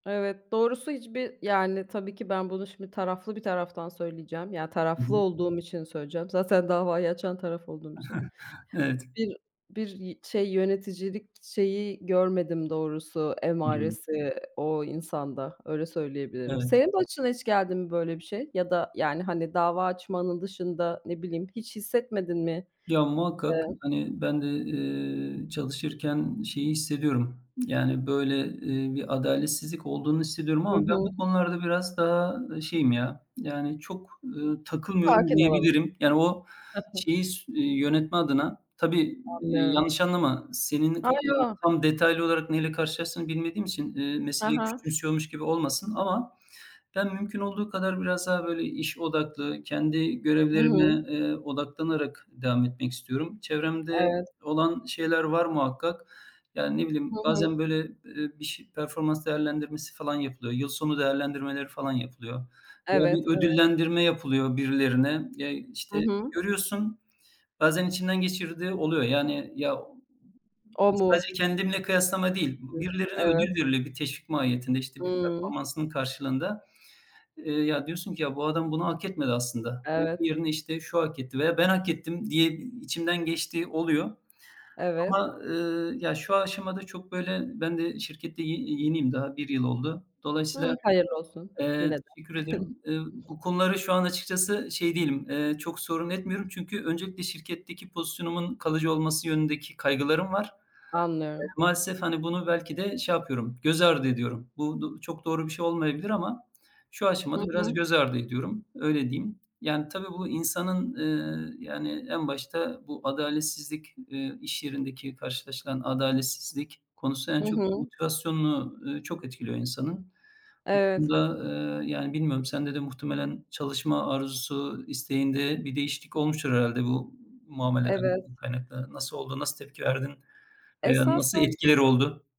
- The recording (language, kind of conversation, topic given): Turkish, unstructured, İş yerindeki adaletsizliklerle nasıl başa çıkıyorsun?
- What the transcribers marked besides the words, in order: chuckle; other background noise; chuckle; unintelligible speech; chuckle; unintelligible speech